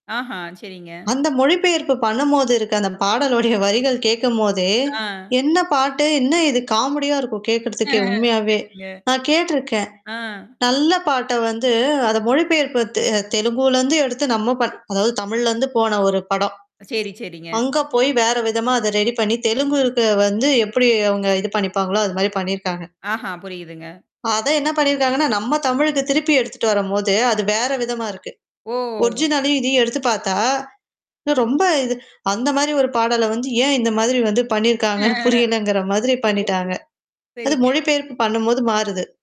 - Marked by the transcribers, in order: laughing while speaking: "பாடலுடைய வரிகள்"; laugh; distorted speech; other noise; tapping; other background noise; drawn out: "ஓ!"; in English: "ஒரிஜினலையும்"; laughing while speaking: "பண்ணியிருக்காங்கன்னு புரியலங்கிற"; laugh; unintelligible speech
- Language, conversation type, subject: Tamil, podcast, படங்களை மறுபதிப்பு செய்வதைப் பற்றி உங்கள் பார்வை என்ன?